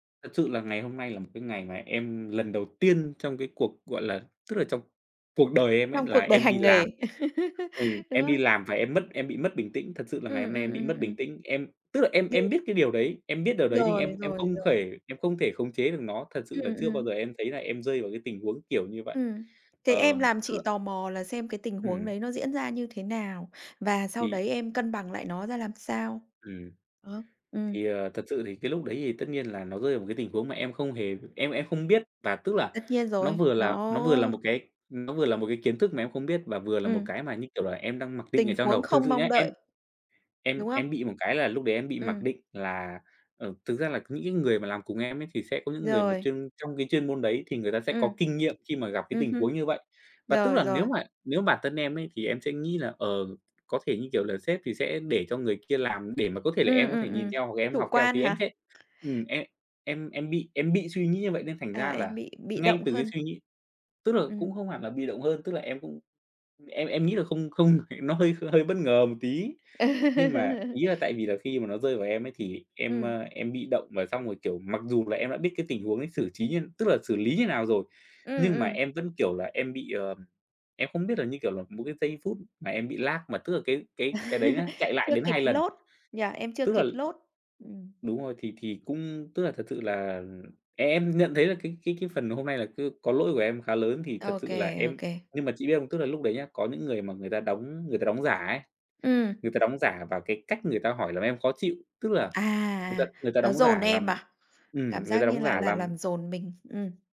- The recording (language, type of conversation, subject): Vietnamese, podcast, Bạn cân bằng việc học và cuộc sống hằng ngày như thế nào?
- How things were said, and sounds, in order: tapping; other background noise; laugh; "thể" said as "khể"; laugh; laugh; in English: "lag"; in English: "load"; in English: "load"